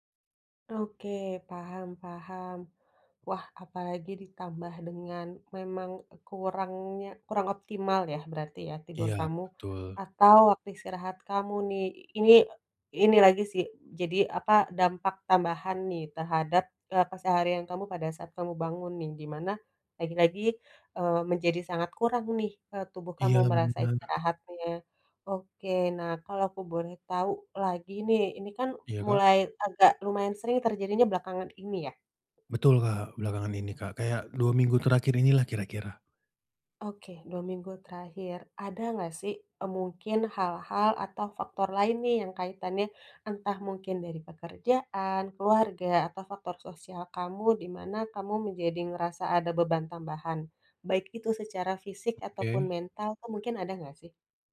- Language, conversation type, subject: Indonesian, advice, Mengapa saya sering sulit merasa segar setelah tidur meskipun sudah tidur cukup lama?
- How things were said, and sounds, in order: other background noise